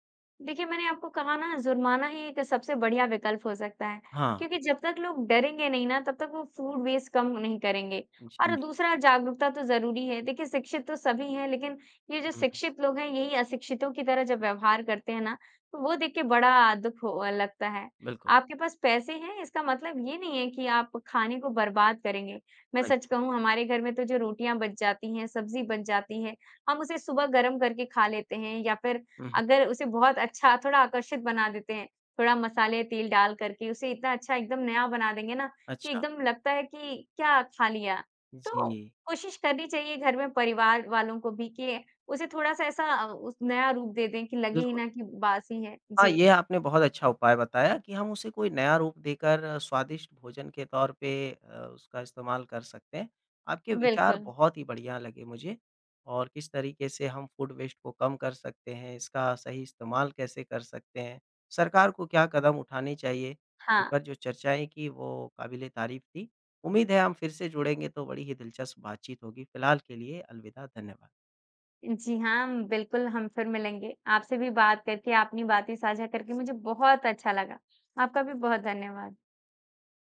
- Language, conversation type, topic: Hindi, podcast, रोज़मर्रा की जिंदगी में खाद्य अपशिष्ट कैसे कम किया जा सकता है?
- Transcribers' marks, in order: in English: "फूड वेस्ट"; in English: "फूड वेस्ट"; other background noise